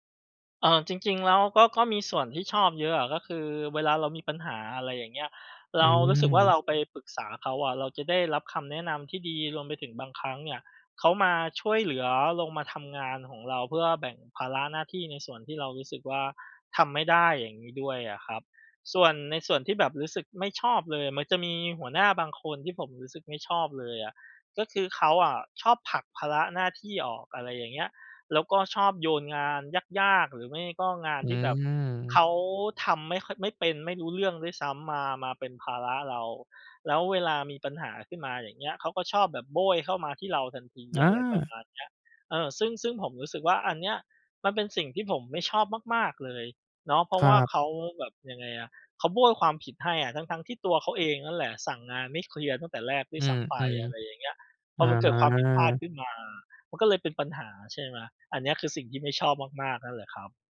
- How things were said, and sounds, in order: none
- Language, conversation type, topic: Thai, advice, เริ่มงานใหม่แล้วยังไม่มั่นใจในบทบาทและหน้าที่ ควรทำอย่างไรดี?